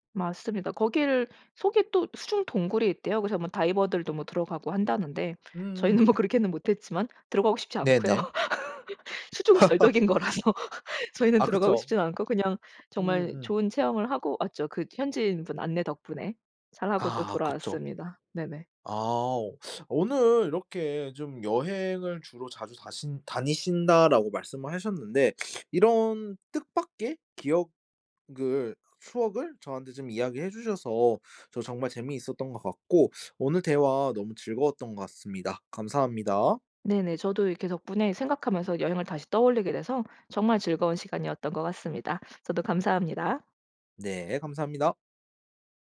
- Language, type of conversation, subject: Korean, podcast, 관광지에서 우연히 만난 사람이 알려준 숨은 명소가 있나요?
- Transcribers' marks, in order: laughing while speaking: "그렇게는"; tapping; laugh; laughing while speaking: "수중 절벽인 거라서"; laugh; other background noise